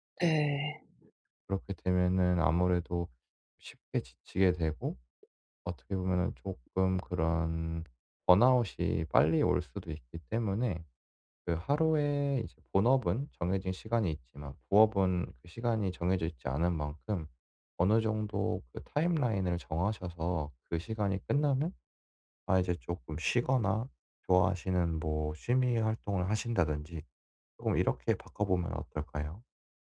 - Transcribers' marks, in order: other background noise; in English: "타임라인을"
- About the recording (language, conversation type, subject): Korean, advice, 시간이 부족해 여가를 즐기기 어려울 때는 어떻게 하면 좋을까요?